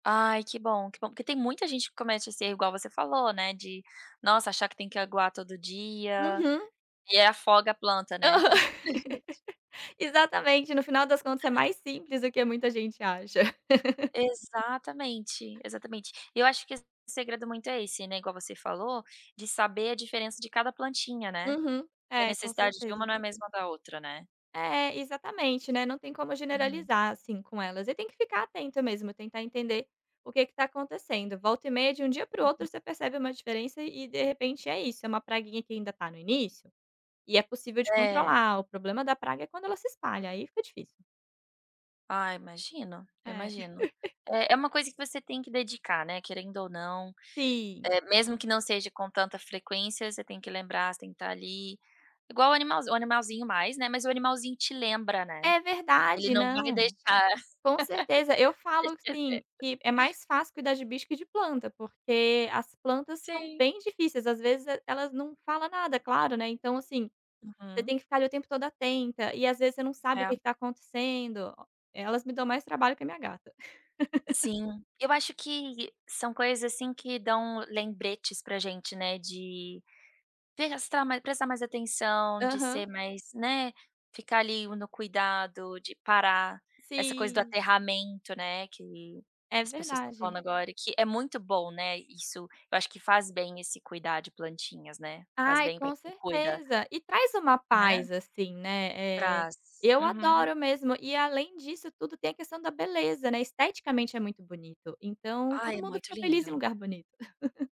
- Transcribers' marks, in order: laughing while speaking: "Aham"; unintelligible speech; other background noise; laugh; laugh; laugh; tapping; laugh; laugh
- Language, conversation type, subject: Portuguese, podcast, Como você usa plantas para deixar o espaço mais agradável?